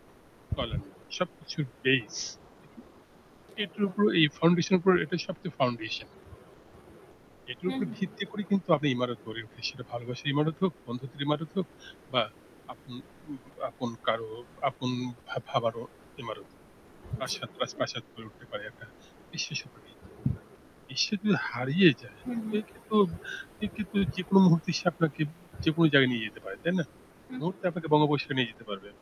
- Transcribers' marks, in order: in English: "base"; in English: "foundation"; static; in English: "foundation"; other background noise; unintelligible speech
- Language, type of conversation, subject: Bengali, unstructured, তোমার মতে ভালোবাসায় বিশ্বাস কতটা জরুরি?